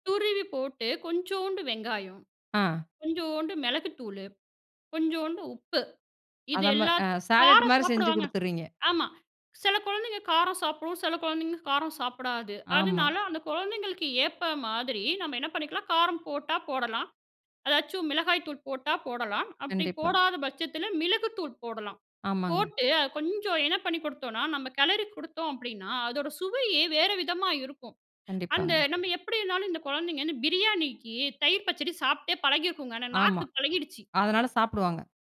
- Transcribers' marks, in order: "ஏத்த" said as "ஏப்ப"
- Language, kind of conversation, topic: Tamil, podcast, பழங்கள் மற்றும் காய்கறிகளை தினமும் உணவில் எளிதாகச் சேர்த்துக்கொள்ளுவது எப்படி?